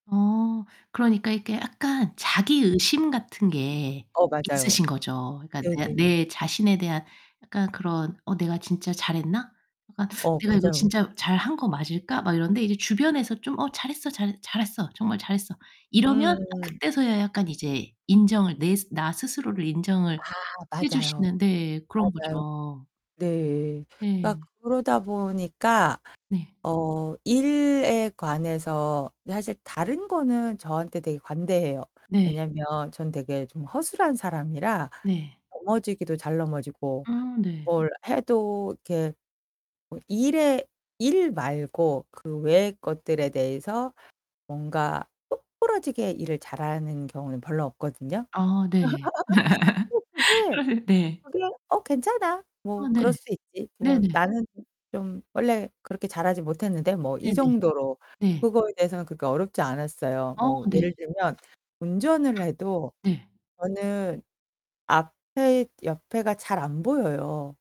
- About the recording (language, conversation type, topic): Korean, advice, 성과를 내고도 스스로 능력이 부족하다고 느끼는 임포스터 감정은 왜 생기나요?
- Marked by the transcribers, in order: tapping; other background noise; static; distorted speech; stressed: "똑 부러지게"; laugh; laugh; laughing while speaking: "어"